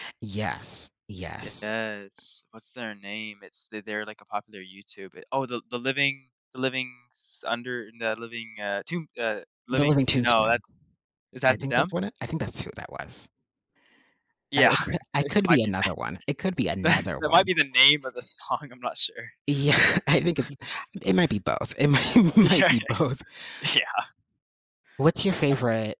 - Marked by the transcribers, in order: tapping; scoff; laughing while speaking: "that. That"; laughing while speaking: "song"; laughing while speaking: "Yea"; scoff; laughing while speaking: "Yeah, yeah"; laughing while speaking: "might might be both"
- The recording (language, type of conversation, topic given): English, unstructured, How does the balance between storytelling and gameplay shape our experience of video games?
- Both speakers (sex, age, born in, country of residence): male, 18-19, United States, United States; male, 25-29, United States, United States